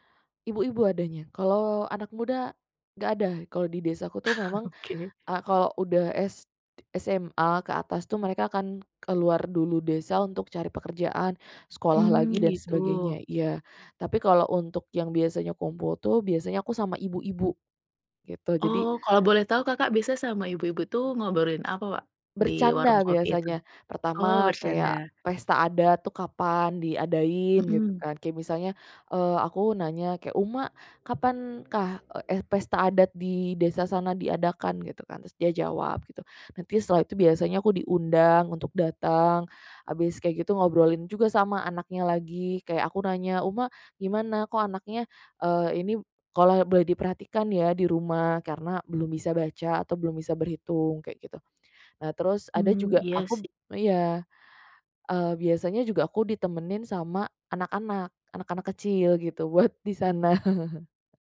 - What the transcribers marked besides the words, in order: chuckle; other background noise; laughing while speaking: "buat"; chuckle
- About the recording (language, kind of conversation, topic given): Indonesian, podcast, Menurutmu, mengapa orang suka berkumpul di warung kopi atau lapak?